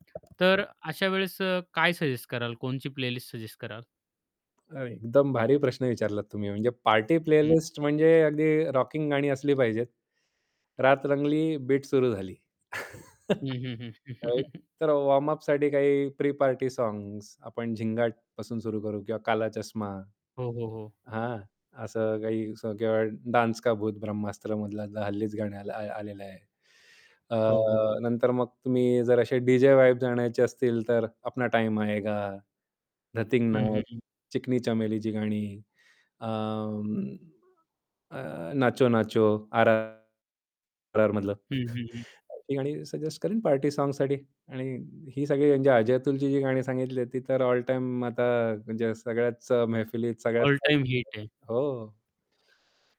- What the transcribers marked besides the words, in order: tapping; mechanical hum; in English: "प्लेलिस्ट"; static; distorted speech; in English: "प्लेलिस्ट"; chuckle; in English: "राईट"; in English: "वॉर्म-अपसाठी"; in English: "वाइब्स"; chuckle; unintelligible speech
- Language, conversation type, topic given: Marathi, podcast, तू आमच्यासाठी प्लेलिस्ट बनवलीस, तर त्यात कोणती गाणी टाकशील?